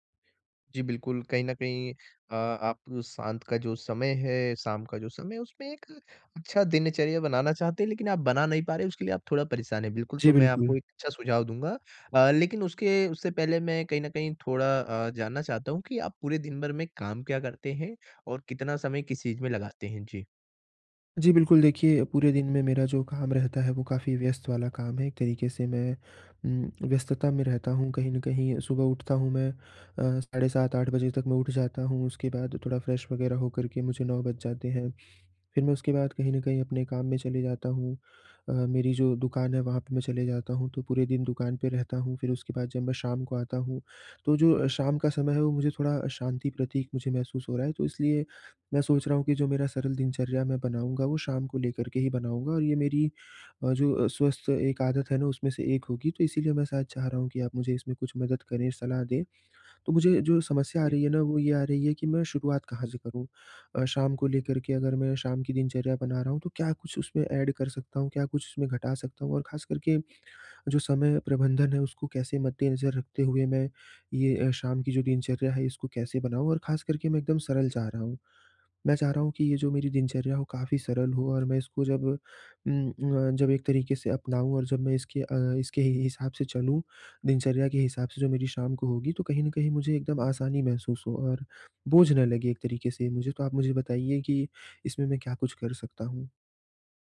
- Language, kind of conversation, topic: Hindi, advice, मैं शाम को शांत और आरामदायक दिनचर्या कैसे बना सकता/सकती हूँ?
- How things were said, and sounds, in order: in English: "फ्रेश"; in English: "ऐड"